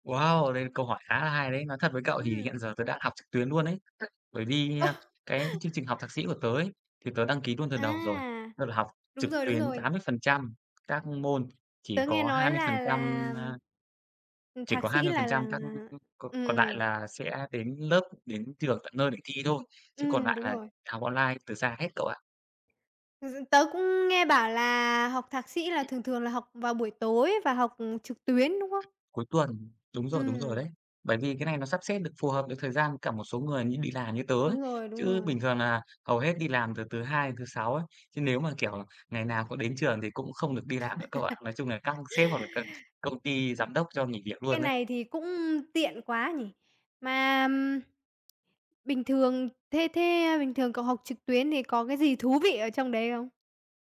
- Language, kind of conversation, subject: Vietnamese, unstructured, Bạn nghĩ gì về việc học trực tuyến thay vì đến lớp học truyền thống?
- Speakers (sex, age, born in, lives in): female, 20-24, Vietnam, Vietnam; male, 30-34, Vietnam, Vietnam
- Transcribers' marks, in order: "luôn" said as "nuôn"; other noise; chuckle; "luôn" said as "nuôn"; other background noise; laugh; tapping